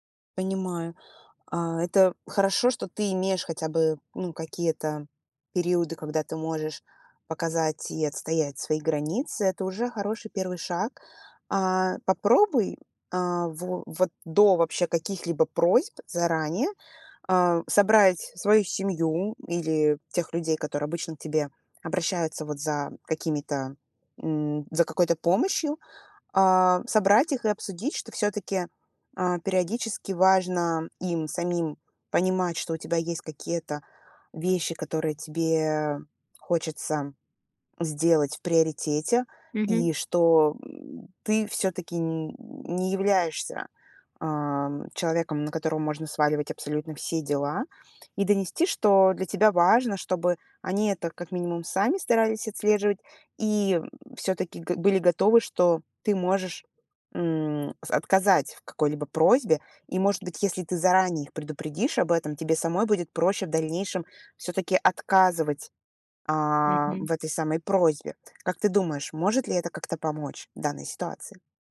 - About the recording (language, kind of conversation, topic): Russian, advice, Как научиться говорить «нет», чтобы не перегружаться чужими просьбами?
- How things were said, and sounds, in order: grunt; grunt